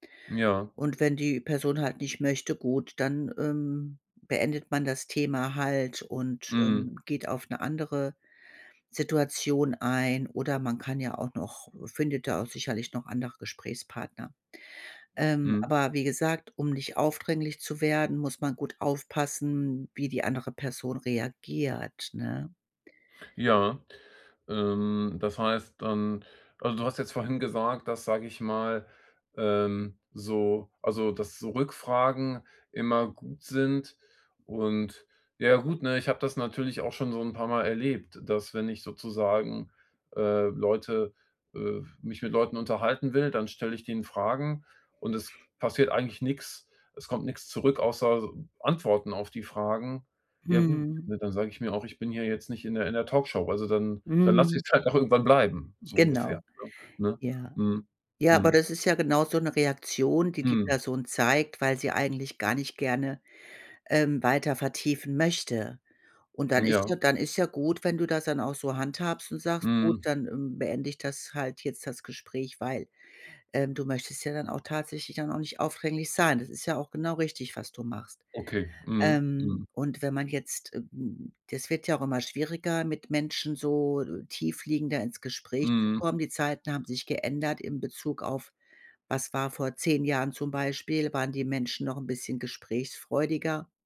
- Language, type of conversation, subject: German, advice, Wie kann ich Gespräche vertiefen, ohne aufdringlich zu wirken?
- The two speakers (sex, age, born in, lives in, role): female, 55-59, Germany, Germany, advisor; male, 45-49, Germany, Germany, user
- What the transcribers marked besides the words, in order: other background noise; alarm